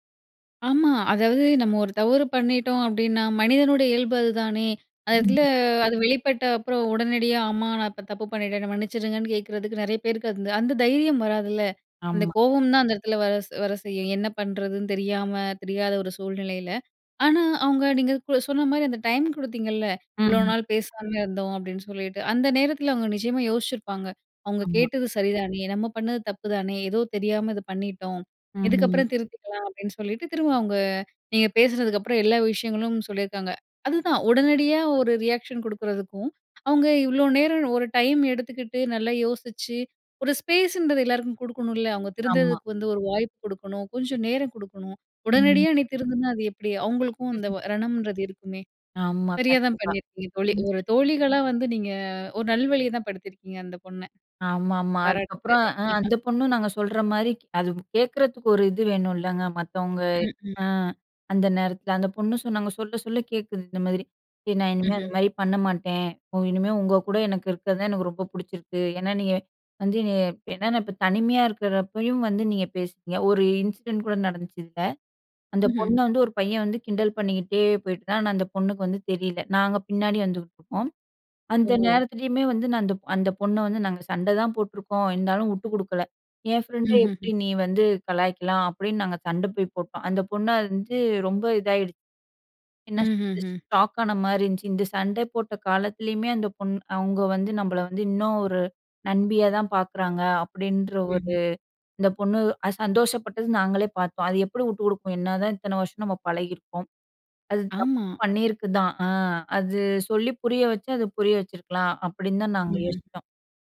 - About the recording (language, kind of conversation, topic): Tamil, podcast, நம்பிக்கை குலைந்த நட்பை மீண்டும் எப்படி மீட்டெடுக்கலாம்?
- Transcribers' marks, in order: chuckle; other noise; chuckle